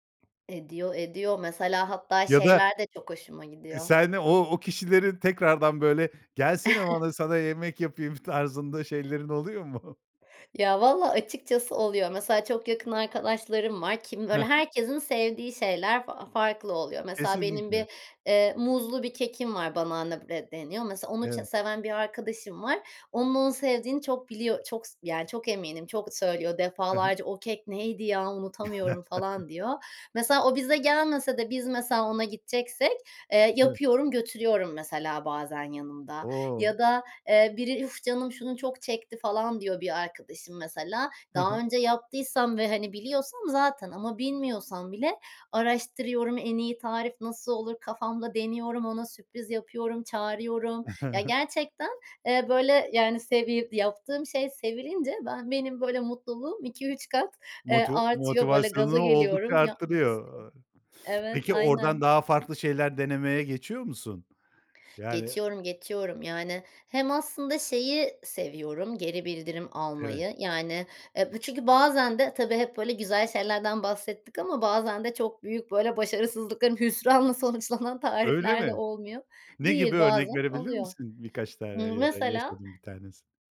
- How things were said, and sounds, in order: other background noise; chuckle; chuckle; in English: "banana bread"; chuckle; chuckle; laughing while speaking: "hüsranla sonuçlanan"
- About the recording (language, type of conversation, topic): Turkish, podcast, Yemek yapmayı bir hobi olarak görüyor musun ve en sevdiğin yemek hangisi?